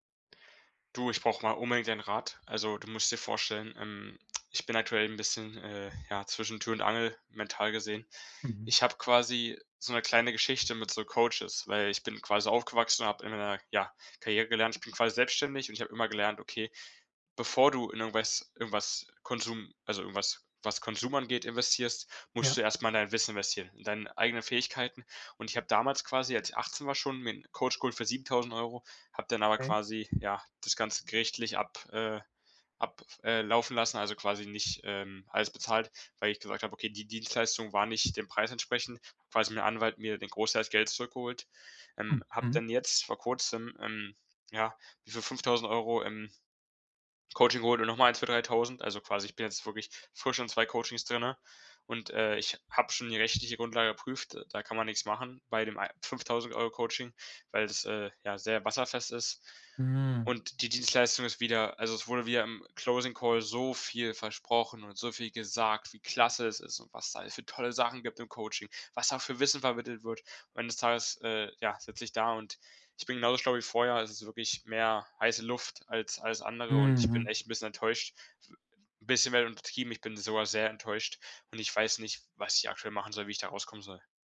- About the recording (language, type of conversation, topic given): German, advice, Wie kann ich einen Mentor finden und ihn um Unterstützung bei Karrierefragen bitten?
- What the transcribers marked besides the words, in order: other background noise; in English: "Closing Call"